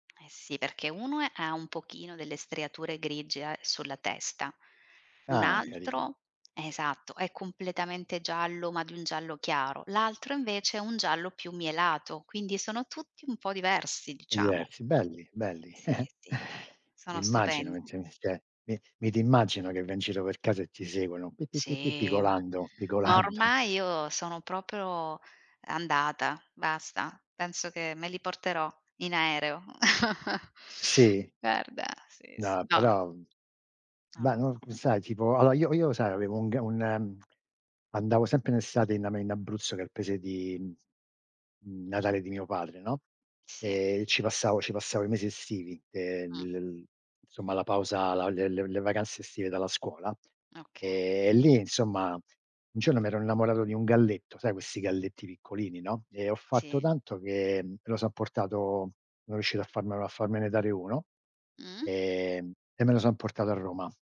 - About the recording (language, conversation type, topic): Italian, unstructured, Perché alcune persone maltrattano gli animali?
- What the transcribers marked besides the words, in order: "uno" said as "unoe"; giggle; put-on voice: "pi pi pi pi"; laughing while speaking: "pigolando"; laugh; "insomma" said as "nsomma"; "Okay" said as "okkè"